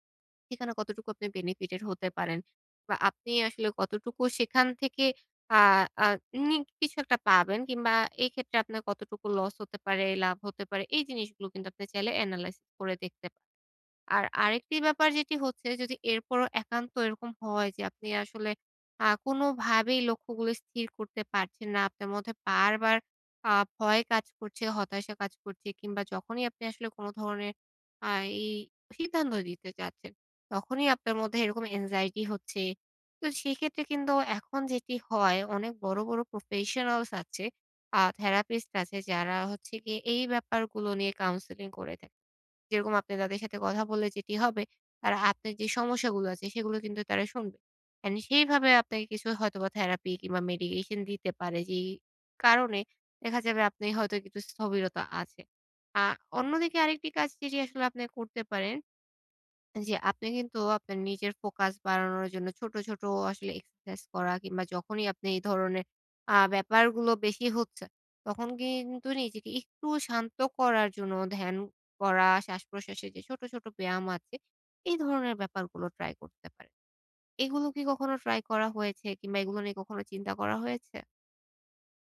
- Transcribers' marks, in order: in English: "benefitted"; in English: "unique"; in English: "analysis"; in English: "anxiety"; "তারা" said as "আরা"; in English: "medication"
- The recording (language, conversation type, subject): Bengali, advice, আমি কীভাবে ভবিষ্যতে অনুশোচনা কমিয়ে বড় সিদ্ধান্ত নেওয়ার প্রস্তুতি নেব?